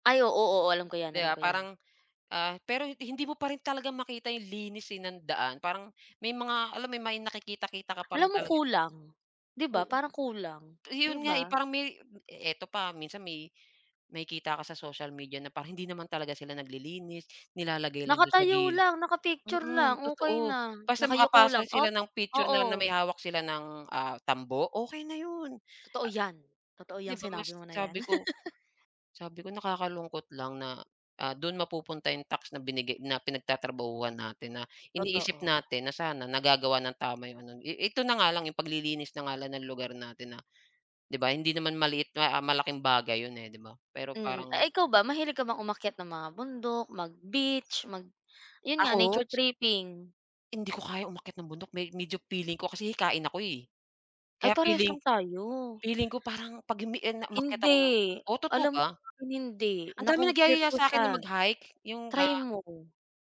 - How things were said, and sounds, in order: other background noise; laugh
- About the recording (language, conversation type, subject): Filipino, unstructured, Paano natin maipapasa sa mga susunod na henerasyon ang pagmamahal at pag-aalaga sa kalikasan?